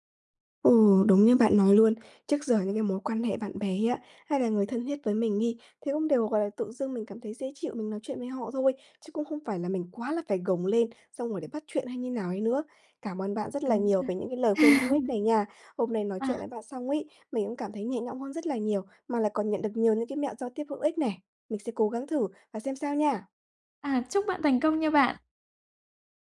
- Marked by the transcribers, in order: laugh
- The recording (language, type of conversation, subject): Vietnamese, advice, Làm sao tôi có thể xây dựng sự tự tin khi giao tiếp trong các tình huống xã hội?